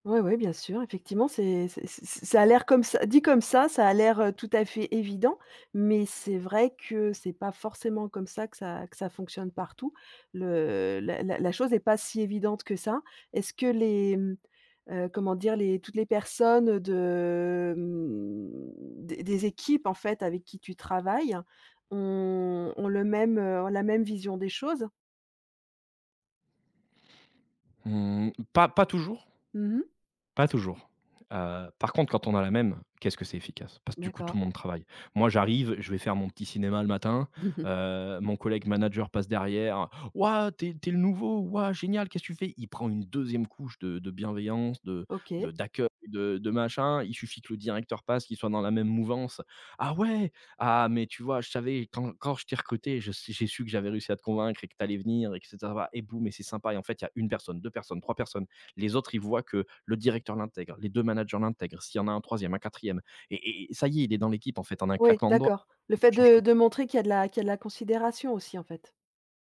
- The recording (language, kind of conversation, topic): French, podcast, Comment, selon toi, construit-on la confiance entre collègues ?
- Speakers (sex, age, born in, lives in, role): female, 55-59, France, France, host; male, 35-39, France, France, guest
- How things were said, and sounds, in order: drawn out: "mmh"; chuckle; put-on voice: "Waouh ! Tu es tu es … que tu fais ?"